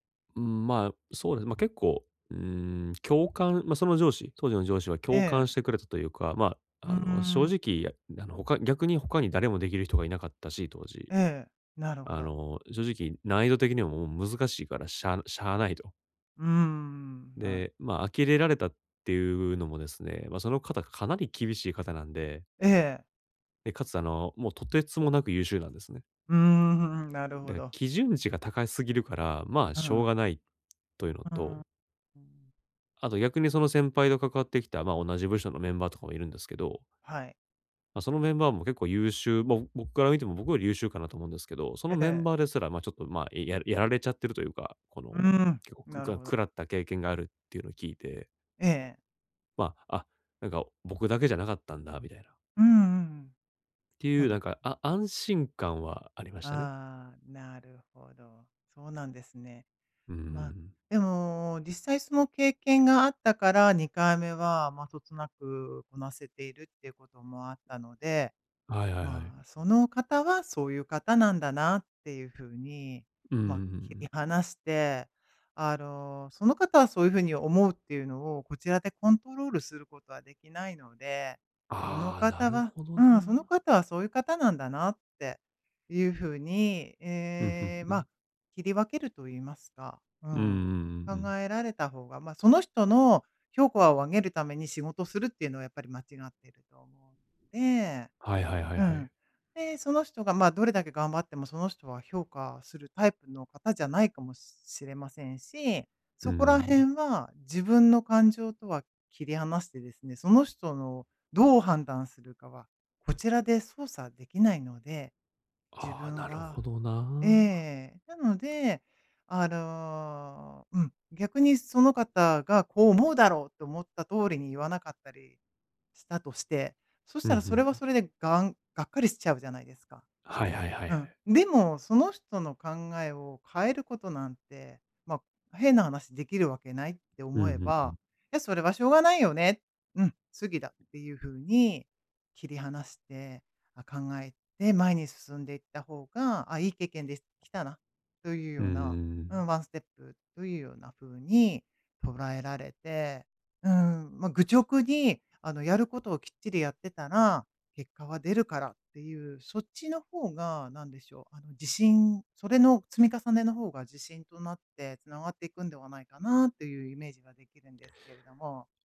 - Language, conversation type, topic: Japanese, advice, どうすれば挫折感を乗り越えて一貫性を取り戻せますか？
- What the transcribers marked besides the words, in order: other noise; "正直" said as "じょじきん"; tapping; "できたな" said as "ですきたな"